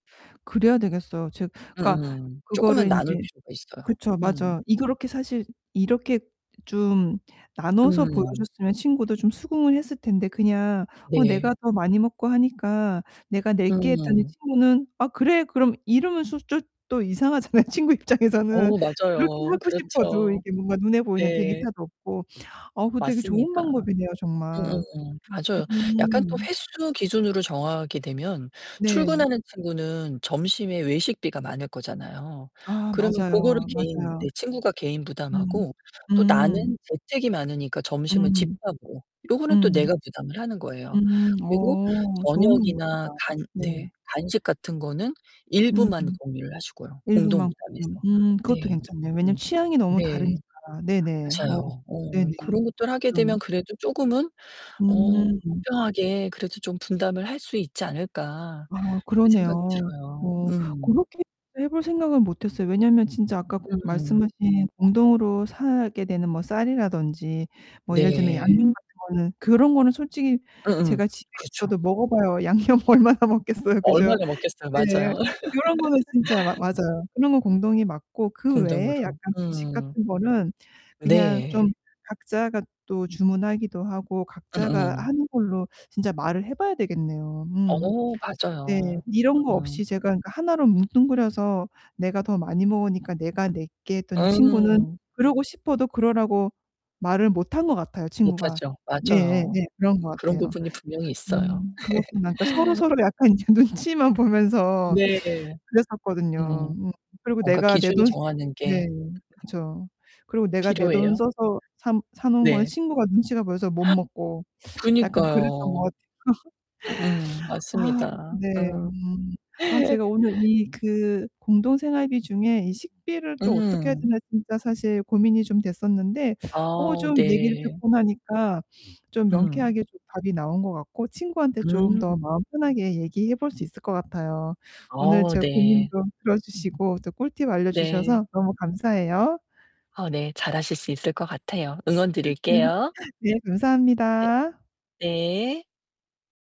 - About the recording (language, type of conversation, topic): Korean, advice, 공동 생활비 분담을 함께 정하려면 어떻게 대화를 시작하는 것이 좋을까요?
- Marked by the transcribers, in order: distorted speech; other background noise; laughing while speaking: "친구 입장에서는"; unintelligible speech; unintelligible speech; laughing while speaking: "양념 얼마나 먹겠어요. 그죠?"; laugh; laugh; laughing while speaking: "눈치만 보면서"; gasp; laugh; laugh; sniff; laugh